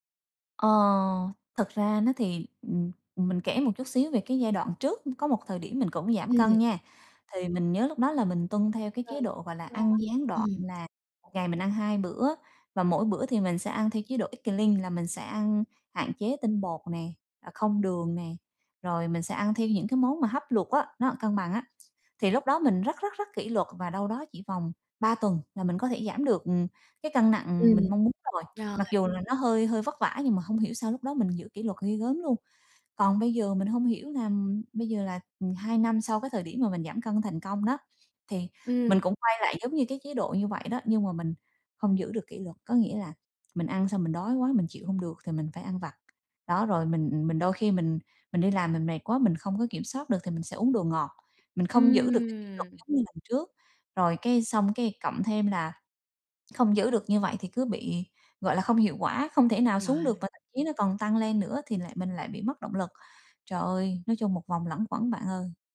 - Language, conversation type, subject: Vietnamese, advice, Làm sao để giữ kỷ luật khi tôi mất động lực?
- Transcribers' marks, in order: tapping; in English: "eat clean"; other background noise